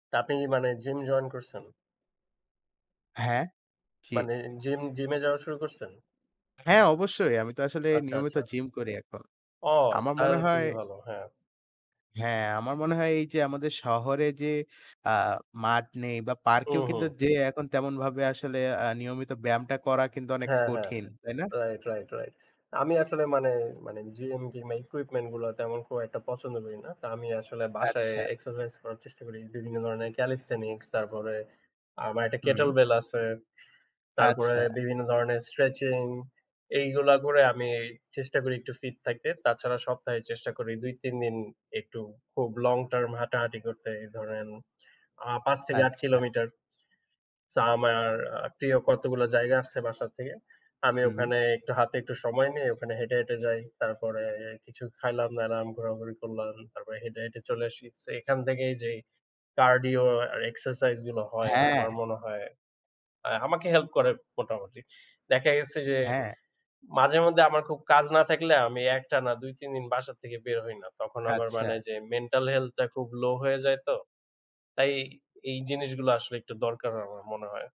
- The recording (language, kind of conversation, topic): Bengali, unstructured, আপনার কাছে নিয়মিত ব্যায়াম করা কেন কঠিন মনে হয়, আর আপনার জীবনে শরীরচর্চা কতটা গুরুত্বপূর্ণ?
- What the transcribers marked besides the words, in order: none